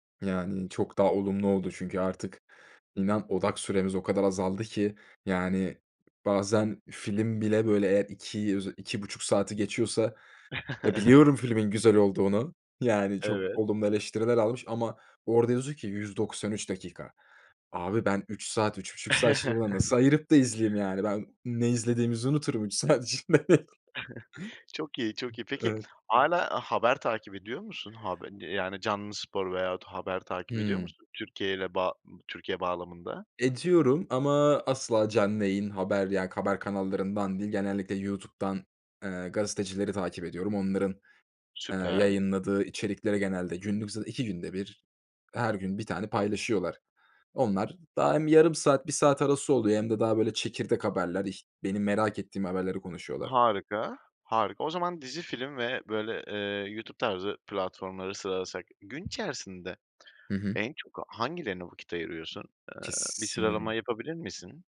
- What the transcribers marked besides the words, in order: tapping; chuckle; other background noise; chuckle; chuckle; laughing while speaking: "saat içinde"; other noise
- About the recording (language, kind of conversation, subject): Turkish, podcast, Sence geleneksel televizyon kanalları mı yoksa çevrim içi yayın platformları mı daha iyi?